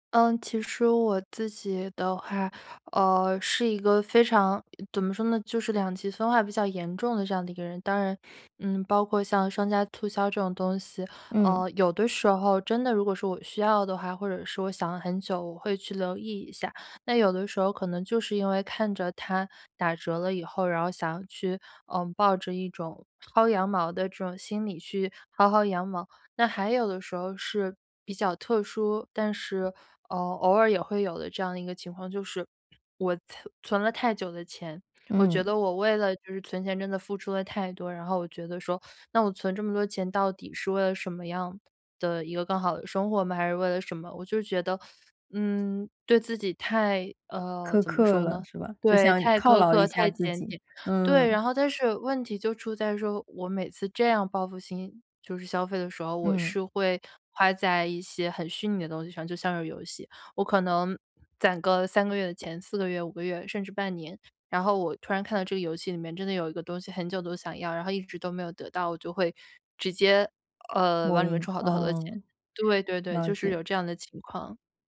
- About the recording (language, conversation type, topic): Chinese, advice, 我经常冲动消费，怎样控制花销并减少债务压力？
- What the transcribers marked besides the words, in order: teeth sucking